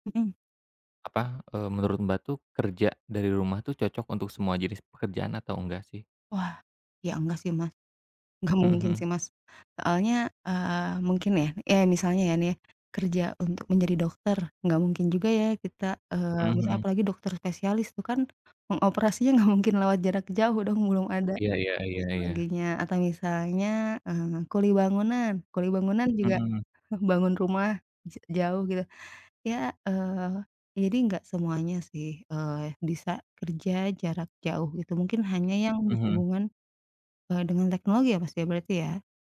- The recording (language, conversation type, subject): Indonesian, unstructured, Apa pendapatmu tentang bekerja dari rumah?
- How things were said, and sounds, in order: laughing while speaking: "enggak"; tapping; other background noise